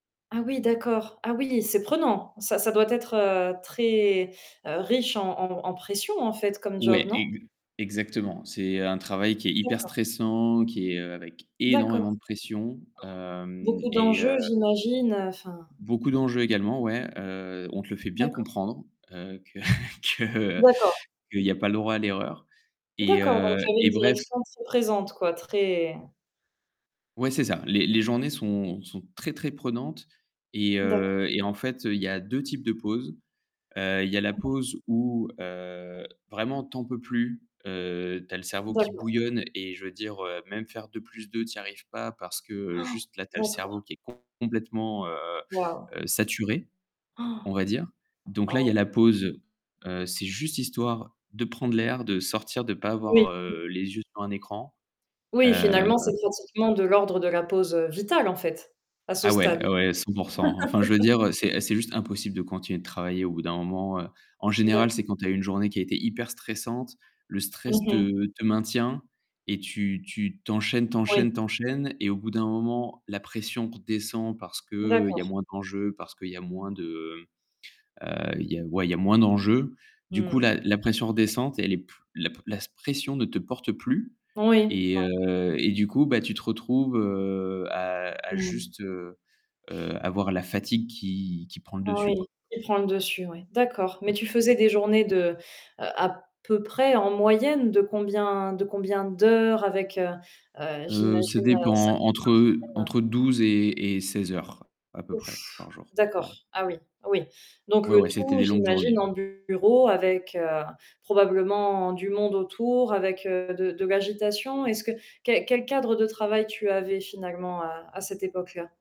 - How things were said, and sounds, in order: static; distorted speech; stressed: "énormément"; tapping; chuckle; gasp; gasp; stressed: "Ah"; laugh; unintelligible speech; other background noise
- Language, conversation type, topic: French, podcast, Comment utilises-tu une promenade ou un changement d’air pour débloquer tes idées ?